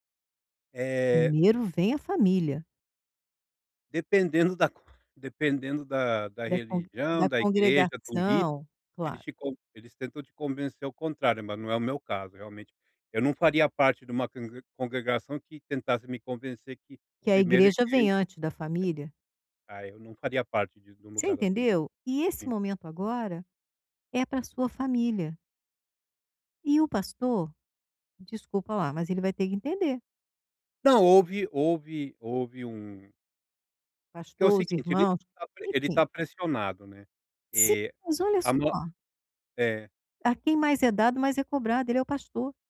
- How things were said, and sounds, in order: tapping
- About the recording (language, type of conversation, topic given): Portuguese, advice, Como posso lidar com a desaprovação dos outros em relação às minhas escolhas?